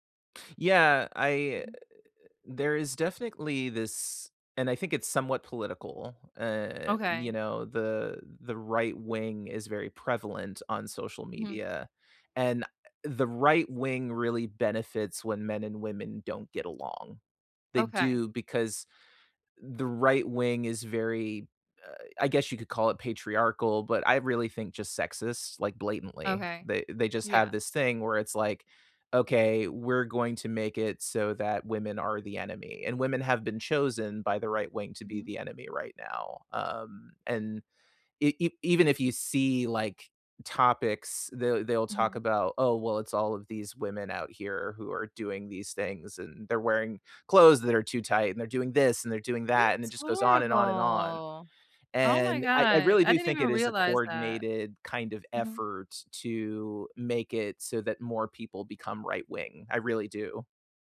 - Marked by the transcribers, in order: other noise; "definitely" said as "definikly"
- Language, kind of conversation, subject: English, unstructured, How can I tell I'm holding someone else's expectations, not my own?